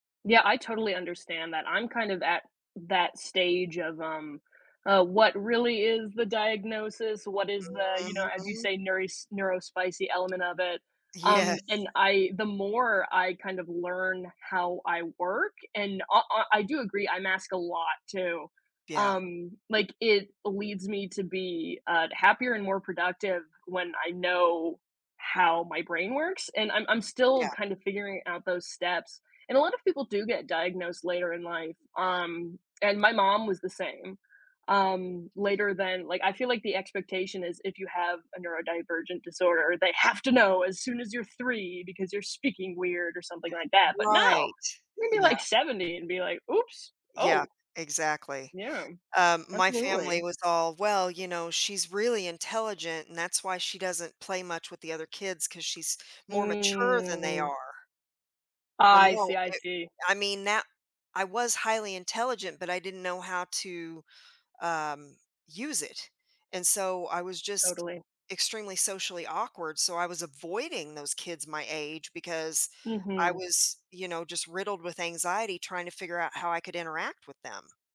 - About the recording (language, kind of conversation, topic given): English, unstructured, How do your dreams influence the direction of your life?
- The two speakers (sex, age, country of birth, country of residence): female, 20-24, United States, United States; female, 55-59, United States, United States
- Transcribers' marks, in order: laughing while speaking: "Yes"; other background noise; tapping; other noise; drawn out: "Mm"